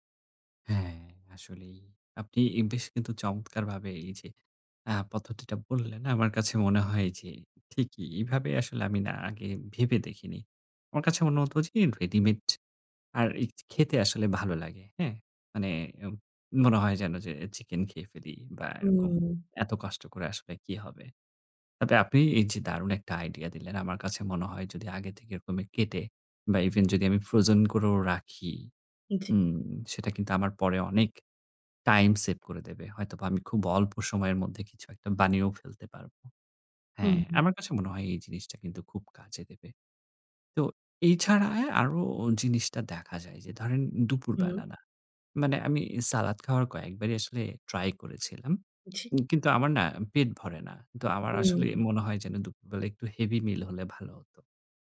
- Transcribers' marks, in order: tapping
- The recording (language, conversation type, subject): Bengali, advice, অস্বাস্থ্যকর খাবার ছেড়ে কীভাবে স্বাস্থ্যকর খাওয়ার অভ্যাস গড়ে তুলতে পারি?